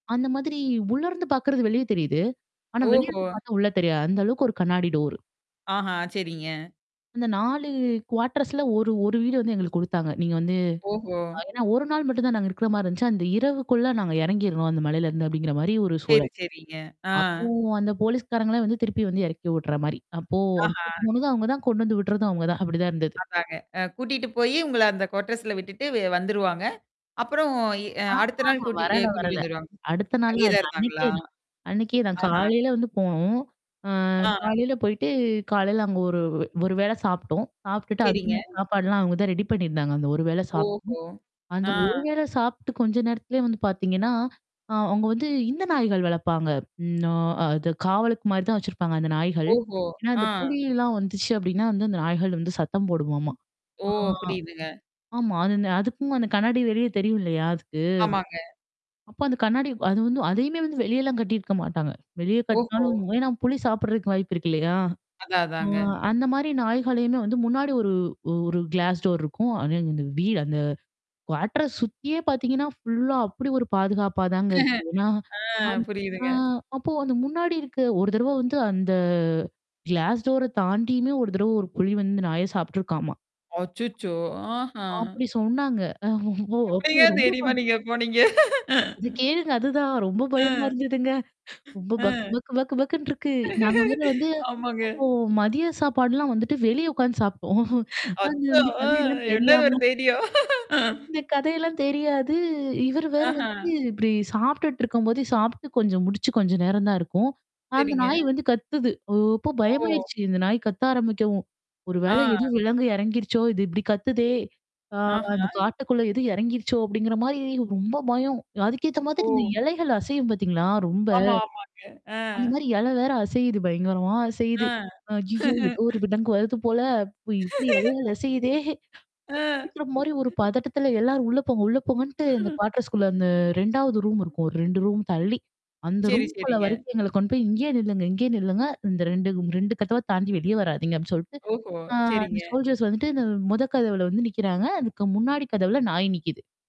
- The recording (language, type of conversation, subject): Tamil, podcast, காடிலிருந்து நீ கற்றுக்கொண்ட ஒரு முக்கியமான பாடம் உன் வாழ்க்கையில் எப்படி வெளிப்படுகிறது?
- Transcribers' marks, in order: distorted speech; other background noise; in English: "டோரு"; in English: "குவார்டர்ஸ்ல"; static; unintelligible speech; laughing while speaking: "அவுங்க தான்"; in English: "கோட்டர்ஸ்ல"; in English: "ரெடி"; drawn out: "ஆ"; in English: "கிளாஸ் டோர்"; unintelligible speech; in English: "குவார்டர்ஸ்"; chuckle; in English: "ஃபுல்லா"; tapping; drawn out: "அந்த"; in English: "கிளாஸ் டோர"; afraid: "அச்சச்சோ! ஆஹா!"; other noise; chuckle; laughing while speaking: "எப்பிடிங்க தைரியமா நீங்க போனீங்க?"; laugh; laugh; laughing while speaking: "சாப்புட்டோம். அது இந்த கதையெல்லாம் தெரியாம"; laughing while speaking: "அச்சோ! அ என்னது ஒரு தைரியம்?"; mechanical hum; laugh; laugh; laughing while speaking: "அசையுதே!"; unintelligible speech; laugh; in English: "குவாட்டர்ஸ்குள்ள"; chuckle; in English: "ரூம்"; unintelligible speech; in English: "சோல்ஜர்ஸ்"